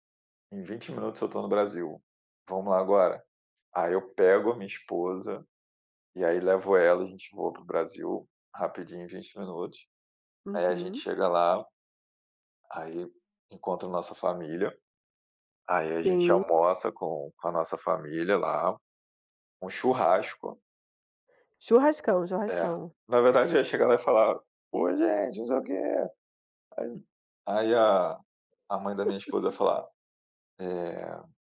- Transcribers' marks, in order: other noise; laugh
- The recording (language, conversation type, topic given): Portuguese, unstructured, O que você faria primeiro se pudesse voar como um pássaro?